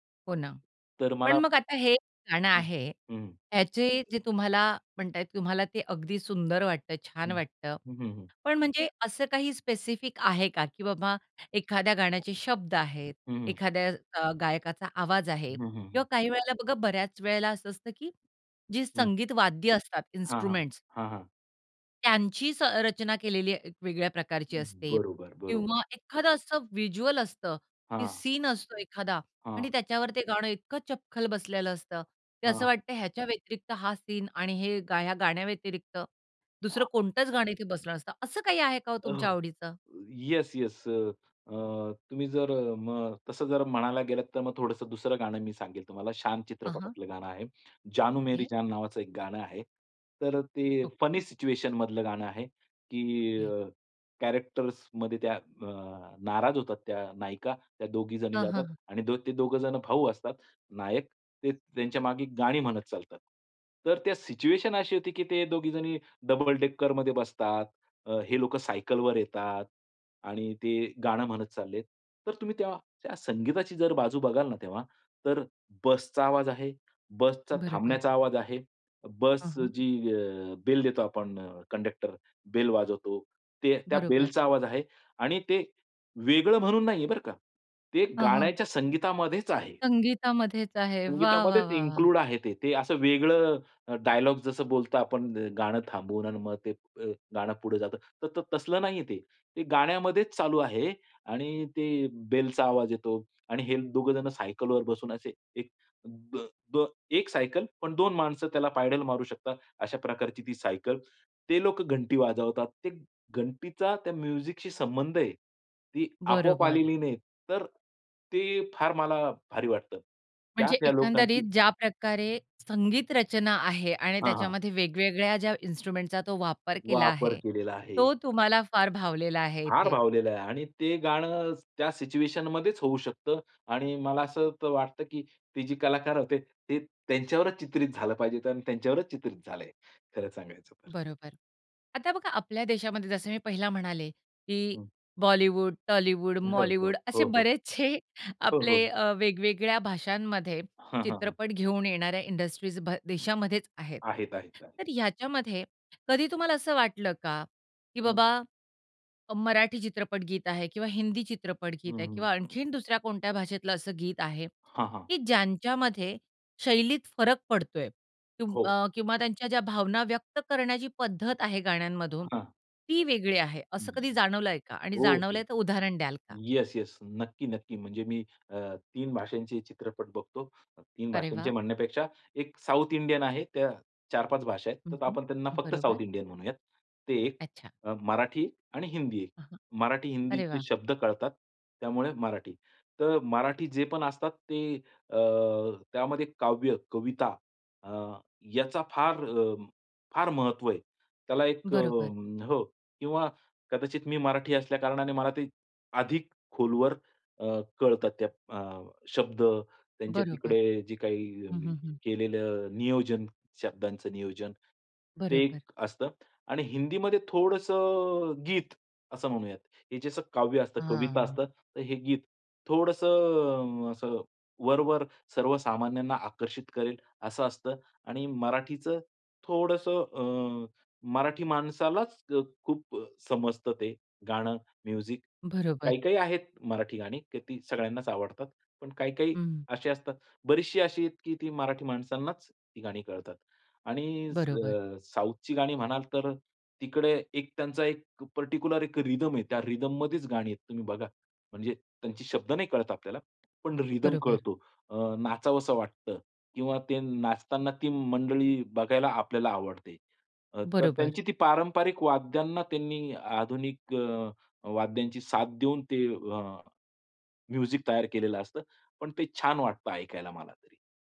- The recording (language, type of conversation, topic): Marathi, podcast, चित्रपटातील गाणी तुम्हाला का आवडतात?
- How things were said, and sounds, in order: in English: "स्पेसिफिक"; other background noise; in English: "इन्स्ट्रुमेंट्स"; in English: "व्हिज्युअल"; in English: "फनी सिच्युएशनमधलं"; in English: "कॅरेक्टर्समध्ये"; in English: "सिच्युएशन"; in English: "इन्क्लूड"; in English: "इन्स्ट्रुमेंट्सचा"; in English: "सिच्युएशनमध्येच"; chuckle; in English: "येस येस"